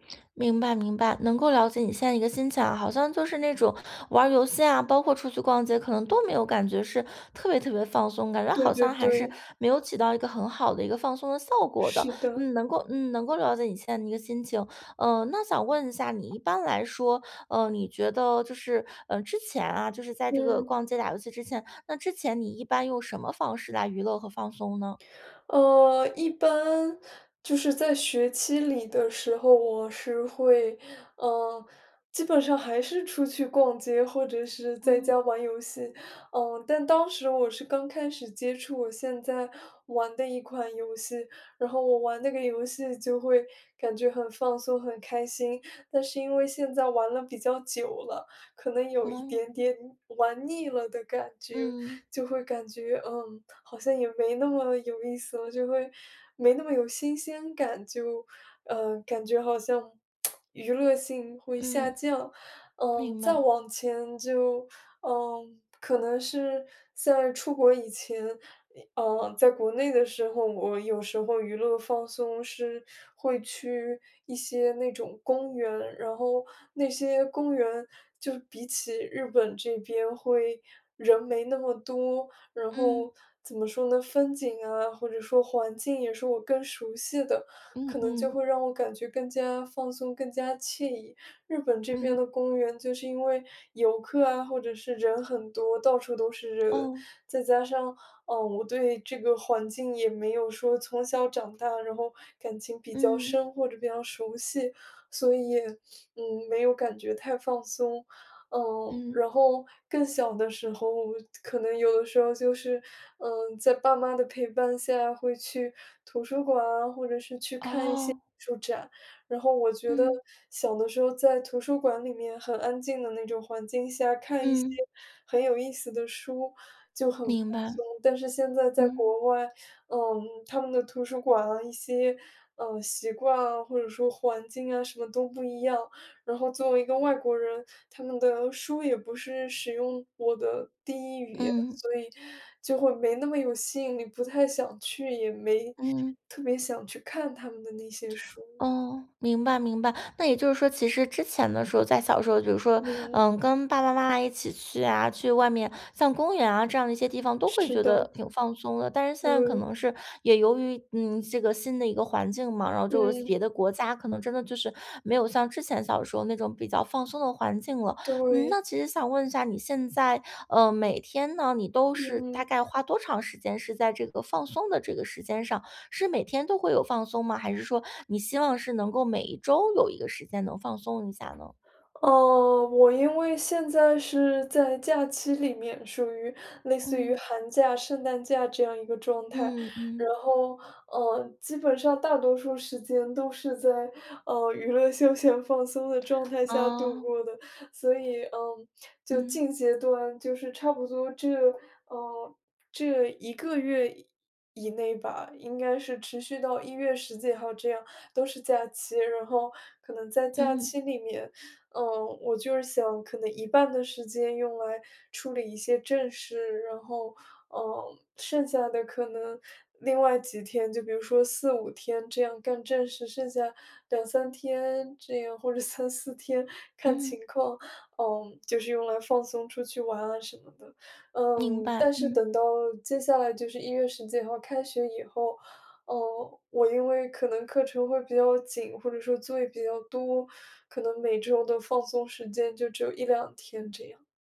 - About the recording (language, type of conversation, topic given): Chinese, advice, 怎样才能在娱乐和休息之间取得平衡？
- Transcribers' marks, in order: tapping; other background noise; laughing while speaking: "有一点点"; tsk; laughing while speaking: "娱乐休闲放松的状态下度过的"; laughing while speaking: "三四 天看情况"; teeth sucking